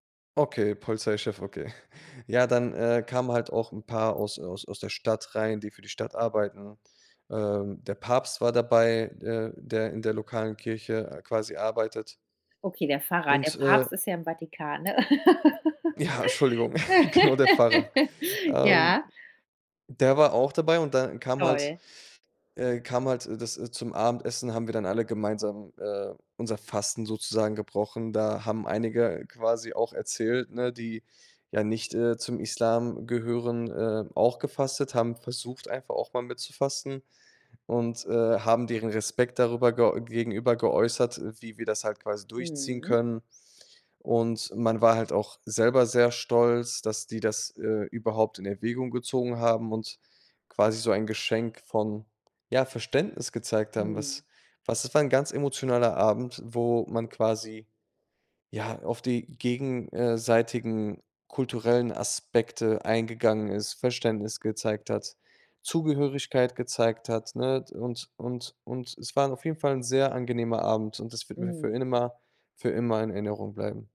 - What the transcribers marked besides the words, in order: chuckle; laughing while speaking: "Ja"; chuckle; laughing while speaking: "Genau"; laugh; inhale; other background noise
- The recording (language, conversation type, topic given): German, podcast, Wie schaffen Gemeinschaften Platz für unterschiedliche Kulturen?